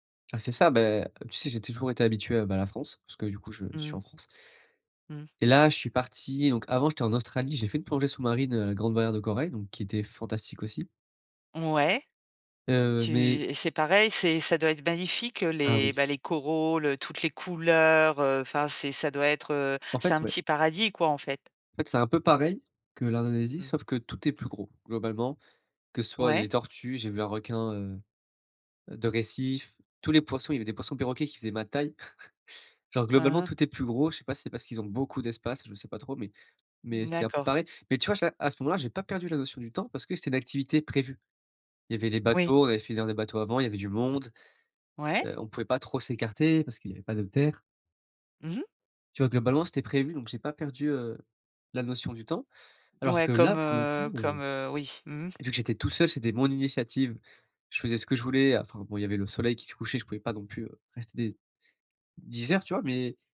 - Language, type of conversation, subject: French, podcast, Raconte une séance où tu as complètement perdu la notion du temps ?
- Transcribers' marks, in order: tapping; chuckle